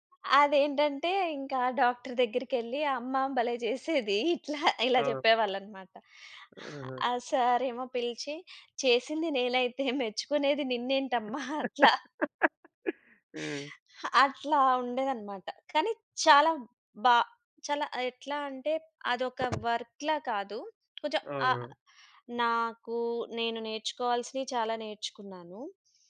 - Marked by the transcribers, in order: other background noise; giggle; laugh; in English: "వర్క్‌లా"
- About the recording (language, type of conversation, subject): Telugu, podcast, మీ మొదటి ఉద్యోగం ఎలా దొరికింది, ఆ అనుభవం ఎలా ఉండింది?